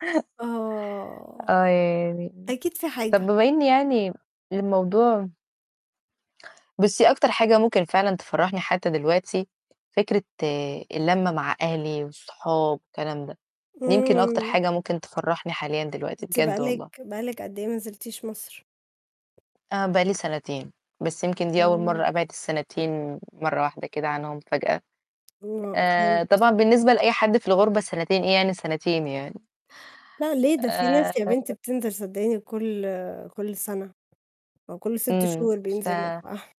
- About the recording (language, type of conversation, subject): Arabic, unstructured, إيه الحاجة اللي لسه بتفرّحك رغم مرور السنين؟
- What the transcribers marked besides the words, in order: tapping; static; distorted speech; mechanical hum; unintelligible speech